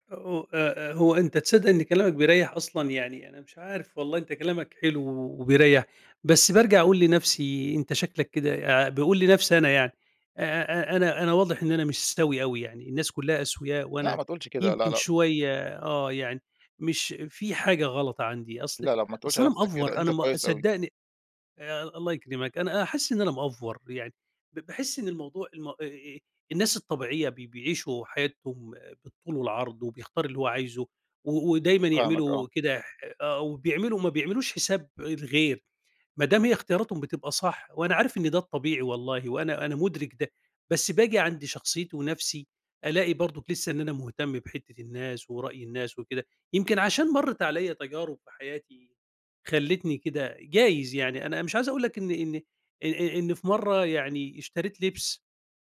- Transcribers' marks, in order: in English: "مأفور"
- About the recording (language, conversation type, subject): Arabic, advice, إزاي أتعامل مع قلقي من إن الناس تحكم على اختياراتي الشخصية؟